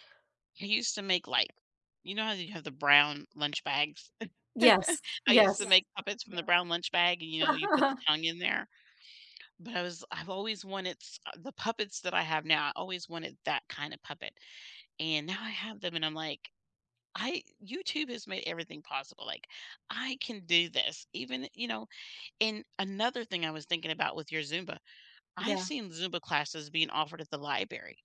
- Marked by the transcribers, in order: chuckle; background speech; chuckle; "library" said as "liberry"
- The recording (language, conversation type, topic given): English, unstructured, What is one goal you have that makes you angry when people criticize it?
- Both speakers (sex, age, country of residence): female, 40-44, United States; female, 50-54, United States